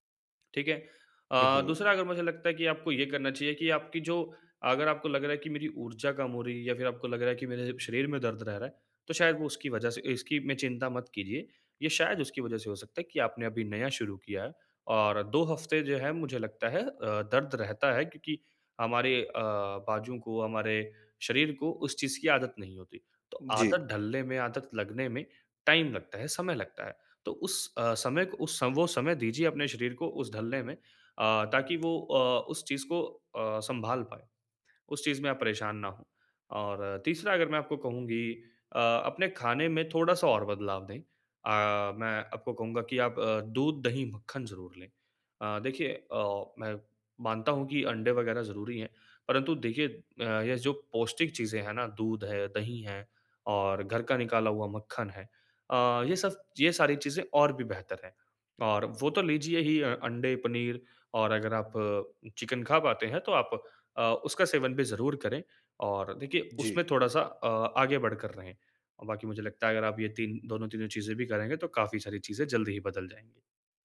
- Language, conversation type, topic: Hindi, advice, दिनचर्या में अचानक बदलाव को बेहतर तरीके से कैसे संभालूँ?
- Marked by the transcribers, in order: tapping; in English: "टाइम"